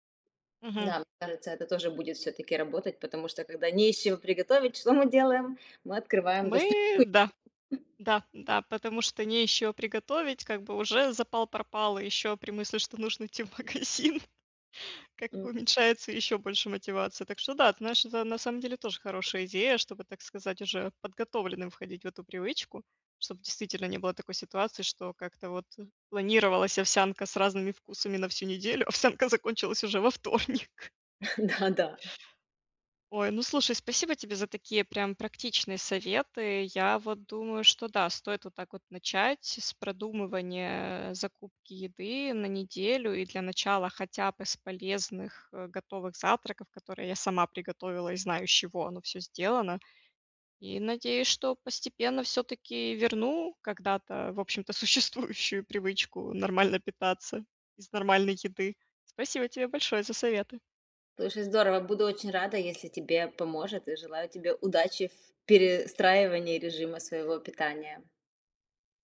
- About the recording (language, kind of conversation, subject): Russian, advice, Как сформировать устойчивые пищевые привычки и сократить потребление обработанных продуктов?
- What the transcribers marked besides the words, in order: tapping; unintelligible speech; laughing while speaking: "идти в магазин"; other background noise; laughing while speaking: "закончилась уже во вторник"; laughing while speaking: "Да, да"